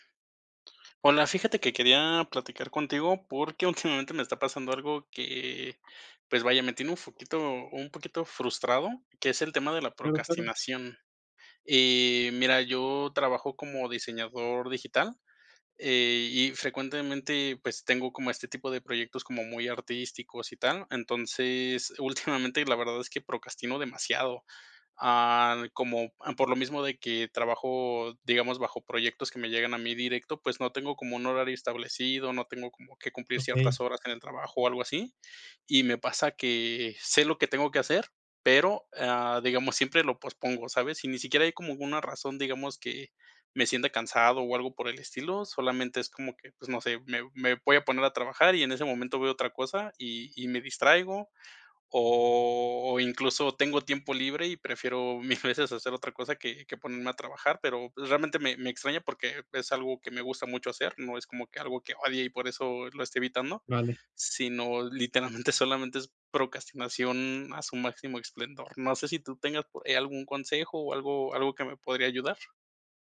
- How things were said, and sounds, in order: laughing while speaking: "últimamente"; "poquito" said as "foquito"; "procrastinación" said as "procastinación"; chuckle; chuckle; "procrastinación" said as "procastinación"
- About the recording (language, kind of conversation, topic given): Spanish, advice, ¿Cómo puedo dejar de procrastinar y crear hábitos de trabajo diarios?